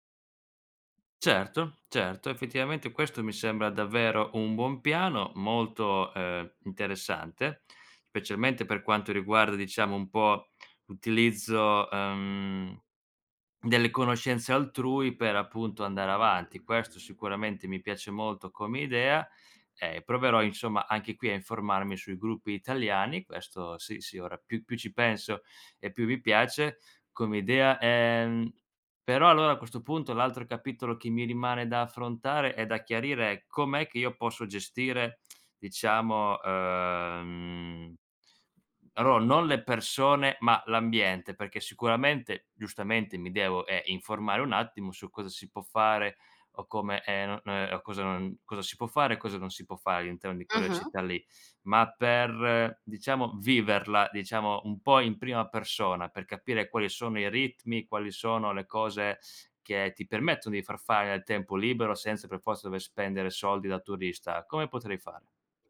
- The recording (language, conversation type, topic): Italian, advice, Come posso affrontare la solitudine e il senso di isolamento dopo essermi trasferito in una nuova città?
- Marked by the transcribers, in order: other background noise